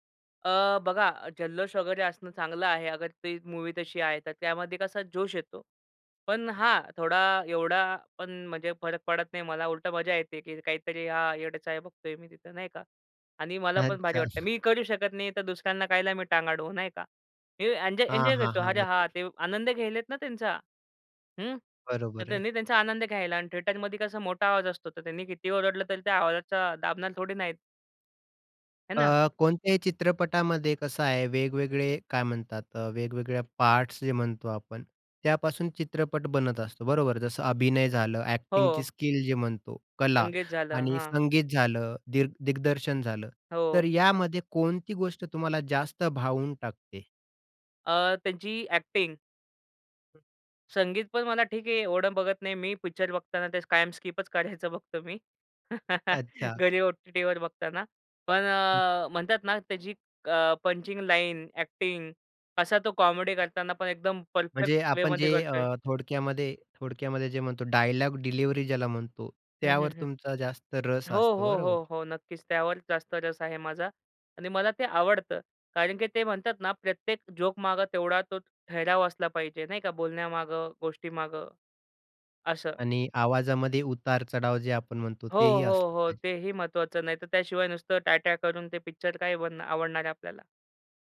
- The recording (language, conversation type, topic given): Marathi, podcast, चित्रपट पाहताना तुमच्यासाठी सर्वात महत्त्वाचं काय असतं?
- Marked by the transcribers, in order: in English: "मूवी"; other background noise; "कशाला" said as "कायला"; in English: "एन्जॉय"; "घेत आहेत" said as "घ्यायलेत"; in English: "थेटरमध्ये"; "थिएटरमध्ये" said as "थेटरमध्ये"; tapping; in English: "एक्टिंगची"; in English: "एक्टिंग"; laughing while speaking: "करायचं बघतो मी"; chuckle; in English: "पंचिंग लाइन, एक्टिंग"; in English: "कॉमेडी"; in English: "परफेक्ट वेमध्ये"; in English: "डायलॉग डिलिव्हरी"; in English: "जोकमागं"